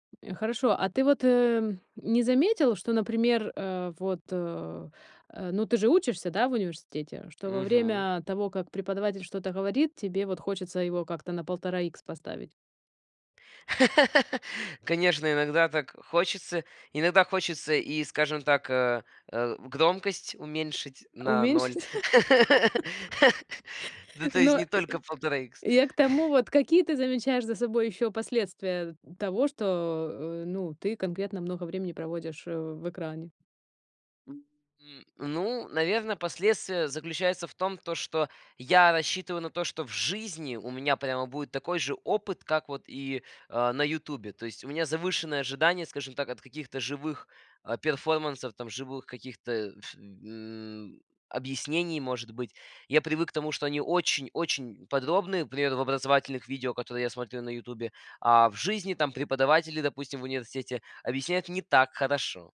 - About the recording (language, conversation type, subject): Russian, podcast, Что вы делаете, чтобы отдохнуть от экранов?
- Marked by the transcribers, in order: other background noise; laugh; laugh; other noise; tapping; stressed: "так"